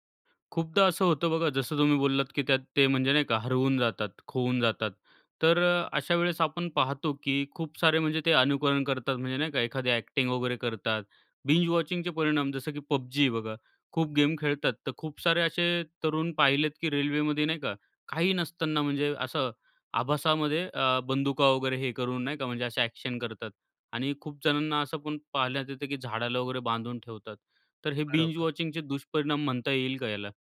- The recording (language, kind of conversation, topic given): Marathi, podcast, सलग भाग पाहण्याबद्दल तुमचे मत काय आहे?
- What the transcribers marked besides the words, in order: tapping; in English: "अ‍ॅक्टिंग"; in English: "बिंज वॉचिंगचे"; other background noise; in English: "अ‍ॅक्शन"; in English: "बिंज वॉचिंगचे"